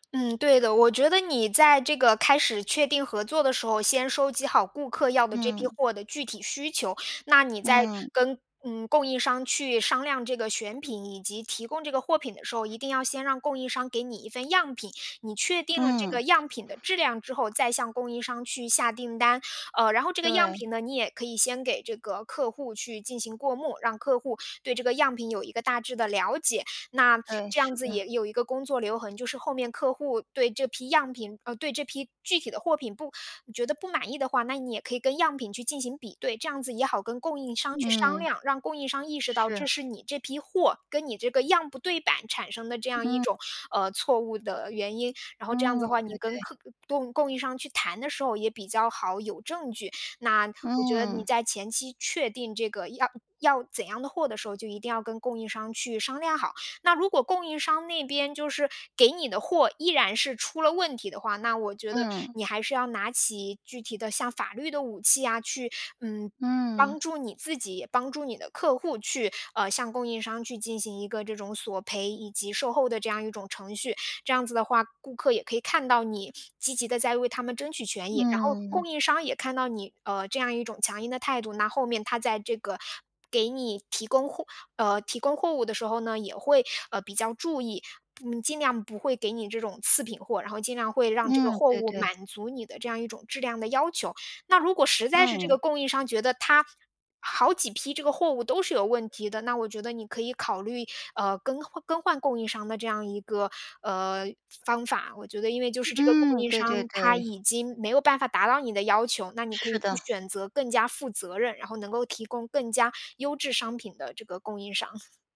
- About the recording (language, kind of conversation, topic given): Chinese, advice, 客户投诉后我该如何应对并降低公司声誉受损的风险？
- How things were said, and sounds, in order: other background noise; chuckle